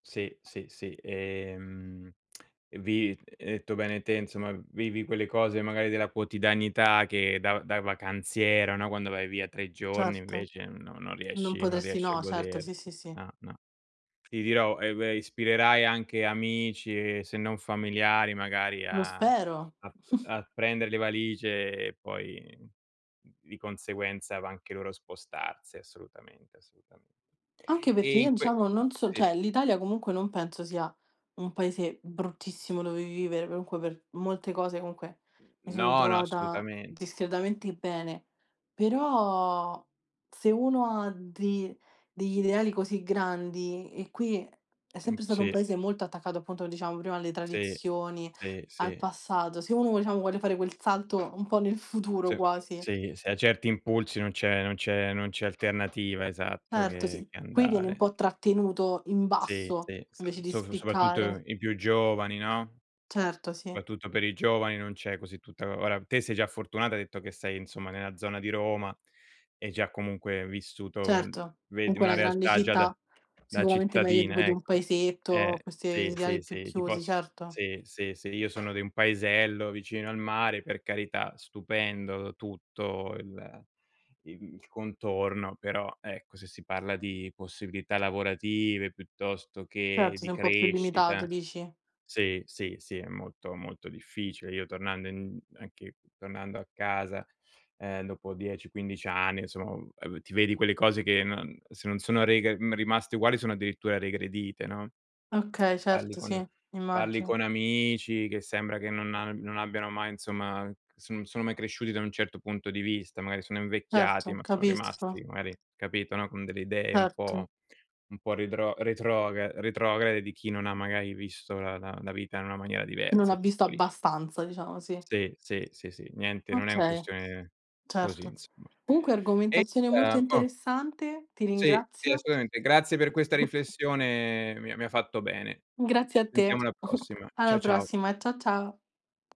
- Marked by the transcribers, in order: other background noise; tapping; lip smack; "quotidianità" said as "quotidanità"; chuckle; "cioè" said as "ceh"; drawn out: "però"; lip smack; unintelligible speech; other noise; giggle
- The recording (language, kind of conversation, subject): Italian, unstructured, Come immagini la tua vita tra dieci anni?